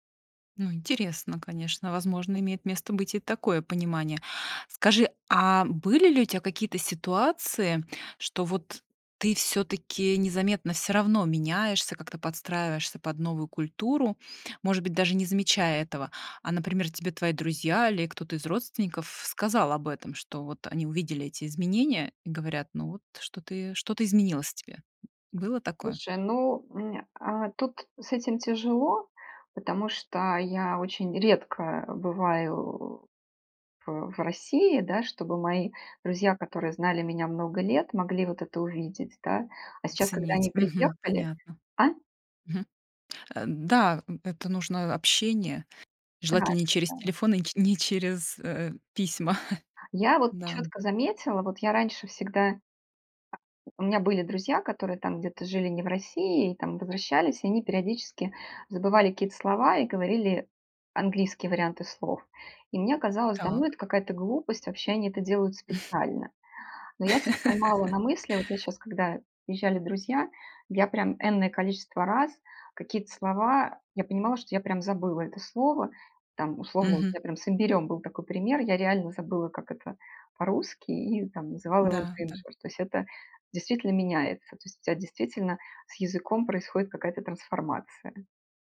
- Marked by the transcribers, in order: tapping; chuckle; chuckle; laugh; in English: "ginger"
- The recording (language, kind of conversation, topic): Russian, podcast, Чувствуешь ли ты себя на стыке двух культур?